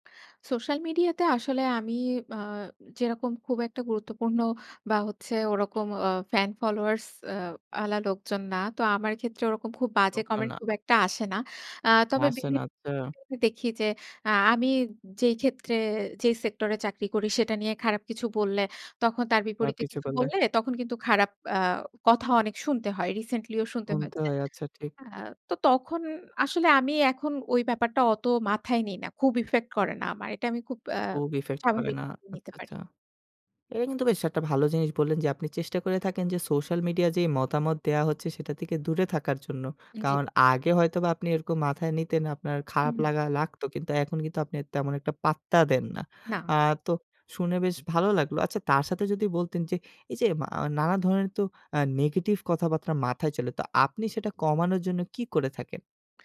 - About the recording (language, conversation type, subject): Bengali, podcast, অন্যদের মতামতে প্রভাবিত না হয়ে আপনি নিজেকে কীভাবে মূল্যায়ন করেন?
- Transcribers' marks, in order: other background noise; "ওয়ালা" said as "আয়ালা"; tapping; "করলে" said as "কললে"; in English: "রিসেন্টলি"